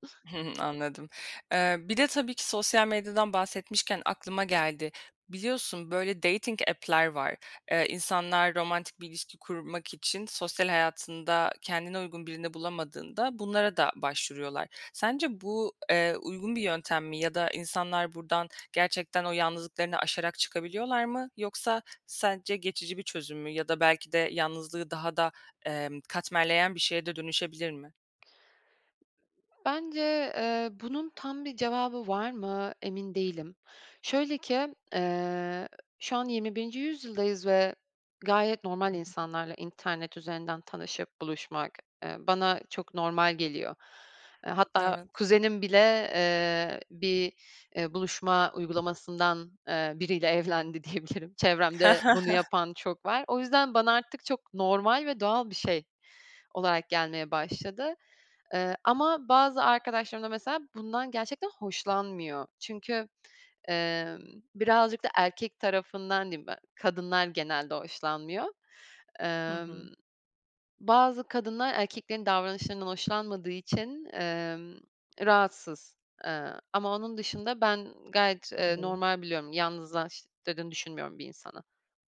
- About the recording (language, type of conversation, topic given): Turkish, podcast, Yalnızlık hissettiğinde bununla nasıl başa çıkarsın?
- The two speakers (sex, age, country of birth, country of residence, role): female, 25-29, Turkey, Belgium, host; female, 25-29, Turkey, France, guest
- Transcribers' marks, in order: chuckle; in English: "dating app'ler"; tapping; other background noise; chuckle; unintelligible speech